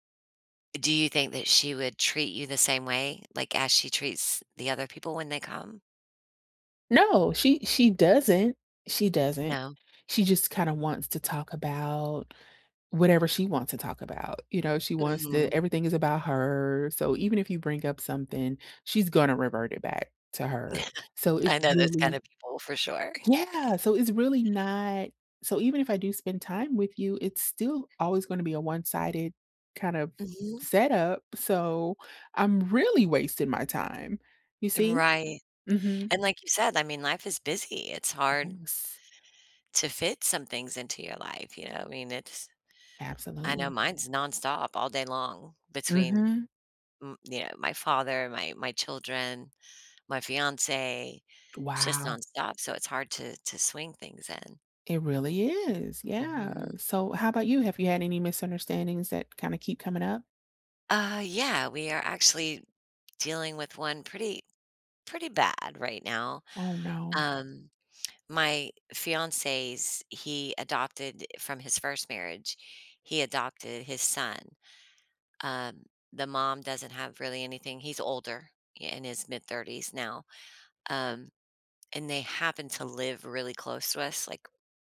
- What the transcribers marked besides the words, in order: tapping; chuckle; laugh; other background noise; tsk
- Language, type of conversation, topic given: English, unstructured, How can I handle a recurring misunderstanding with someone close?